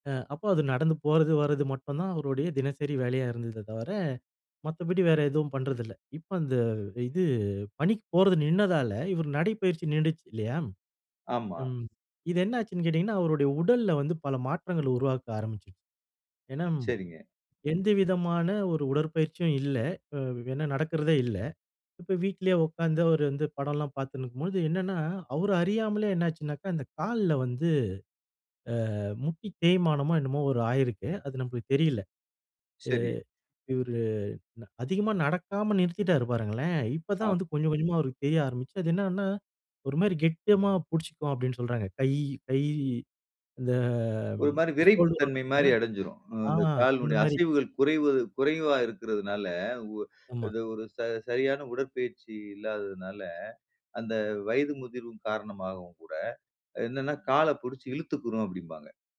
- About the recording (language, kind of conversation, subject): Tamil, podcast, மூத்தவர்களை பராமரிக்கும் வழக்கம் இப்போது எப்படி உள்ளது?
- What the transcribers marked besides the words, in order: unintelligible speech